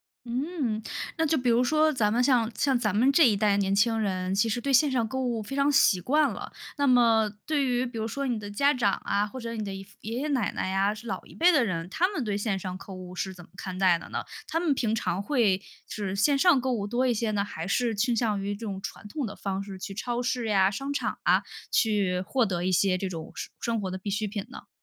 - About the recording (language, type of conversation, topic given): Chinese, podcast, 你怎么看线上购物改变消费习惯？
- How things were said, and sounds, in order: "购物" said as "客物"